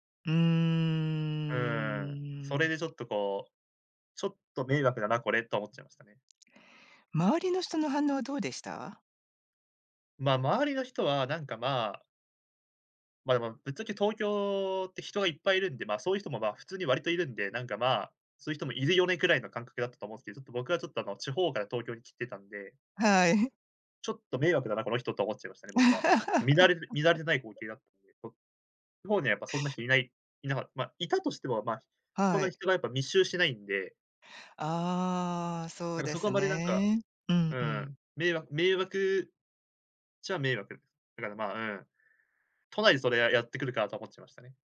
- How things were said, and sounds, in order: drawn out: "うーん"; tapping; chuckle; laugh
- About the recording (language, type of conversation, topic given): Japanese, podcast, 電車内でのスマホの利用マナーで、あなたが気になることは何ですか？